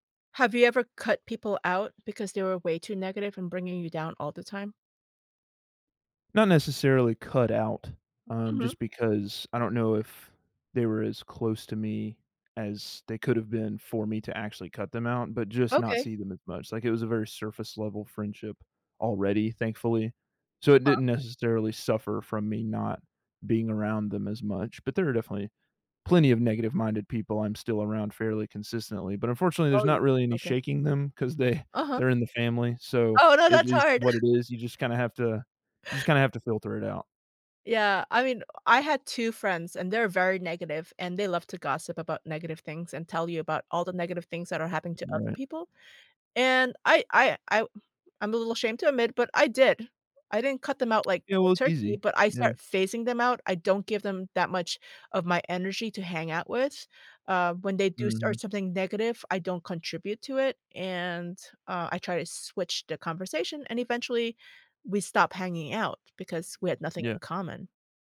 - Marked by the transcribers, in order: chuckle; other background noise
- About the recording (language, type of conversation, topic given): English, unstructured, What should I do when stress affects my appetite, mood, or energy?